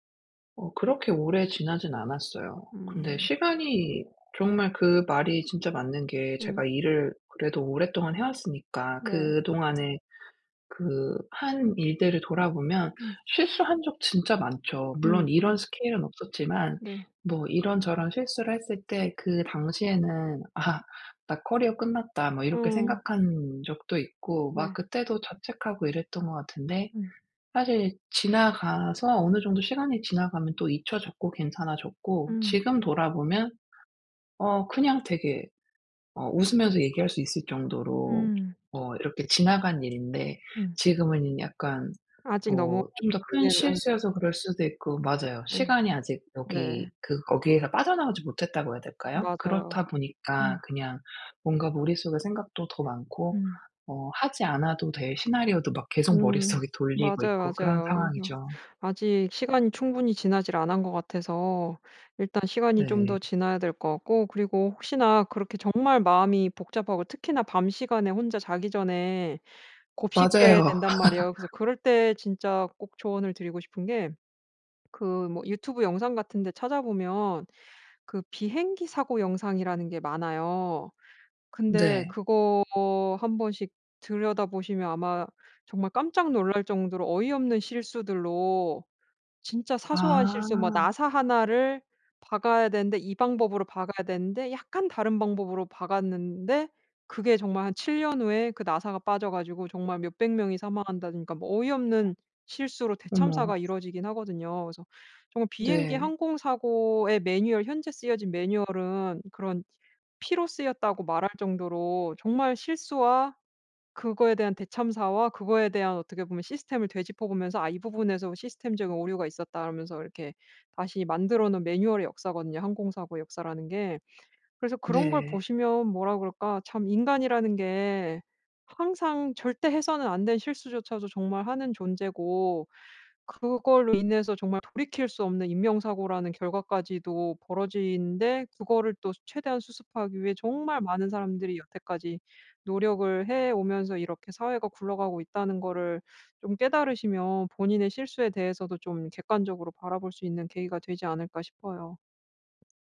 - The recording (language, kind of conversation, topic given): Korean, advice, 실수한 후 자신감을 어떻게 다시 회복할 수 있을까요?
- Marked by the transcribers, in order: laughing while speaking: "아"; other background noise; laugh; tapping